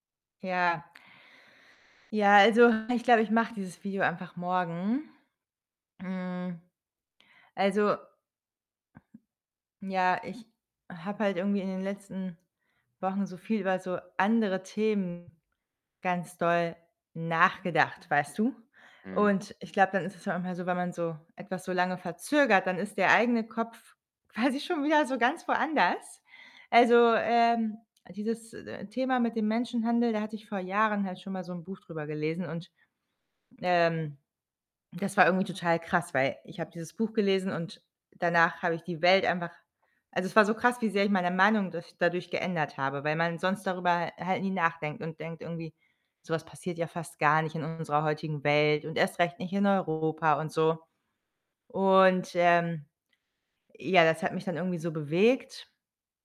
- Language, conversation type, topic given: German, advice, Wie kann ich meinen Perfektionismus loslassen, um besser zu entspannen und mich zu erholen?
- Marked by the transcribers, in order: distorted speech; other background noise; laughing while speaking: "quasi schon"; static